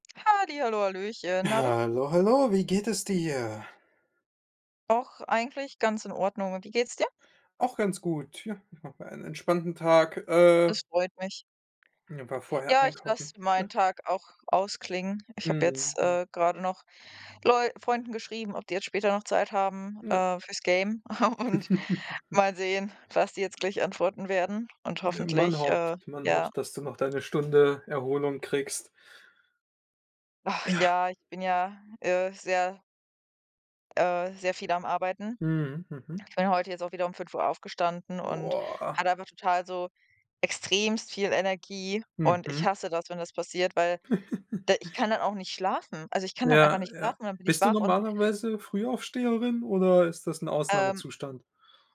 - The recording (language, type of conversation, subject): German, unstructured, Was bringt dich bei der Arbeit zum Lachen?
- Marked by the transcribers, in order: joyful: "Hallo, hallo, wie geht es dir?"; chuckle; laughing while speaking: "und"; other background noise; chuckle